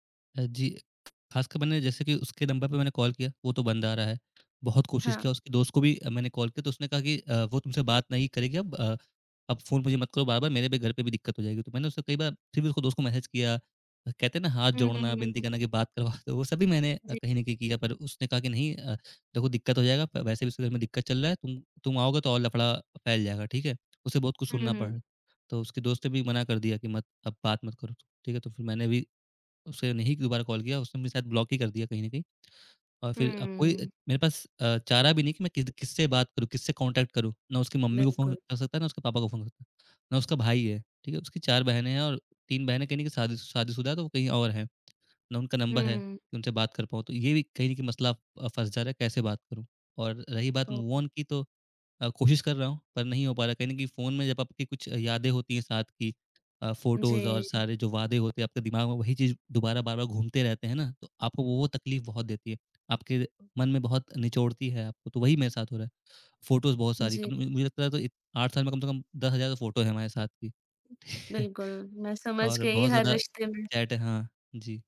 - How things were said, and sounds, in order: other background noise; in English: "ब्लॉक"; tapping; in English: "कॉन्टैक्ट"; in English: "मूव ऑन"; in English: "फ़ोटोज़"; in English: "फोटोज़"; in English: "फोटो"; chuckle; in English: "चैट"
- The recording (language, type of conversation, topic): Hindi, advice, रिश्ता टूटने के बाद मुझे जीवन का उद्देश्य समझ में क्यों नहीं आ रहा है?